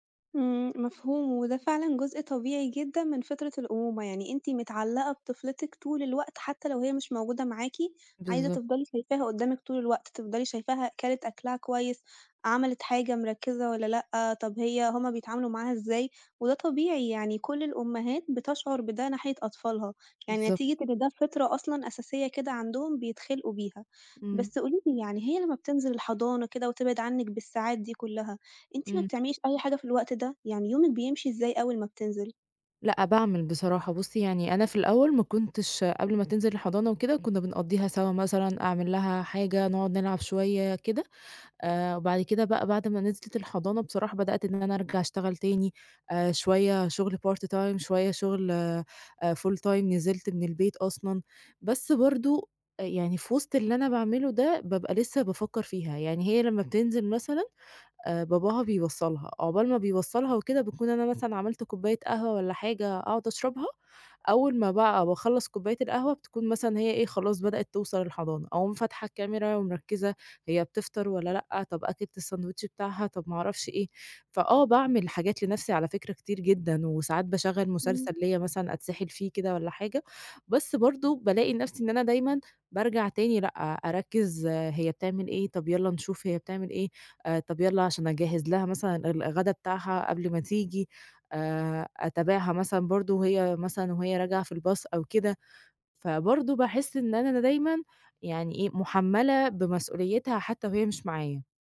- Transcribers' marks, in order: in English: "Part Time"; in English: "Full Time"; in English: "الbus"
- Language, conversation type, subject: Arabic, advice, إزاي بتتعامل/ي مع الإرهاق والاحتراق اللي بيجيلك من رعاية مريض أو طفل؟